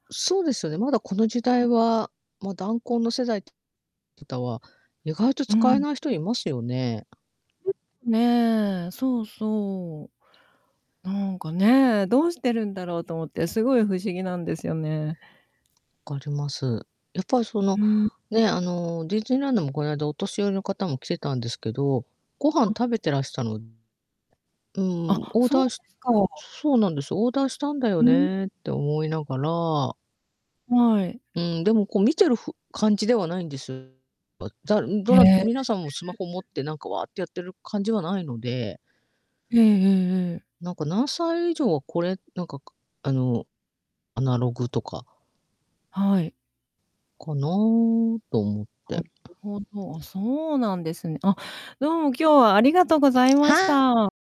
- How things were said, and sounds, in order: "団塊" said as "だんこん"; distorted speech; unintelligible speech; other background noise
- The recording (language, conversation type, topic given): Japanese, unstructured, スマホを使いすぎることについて、どう思いますか？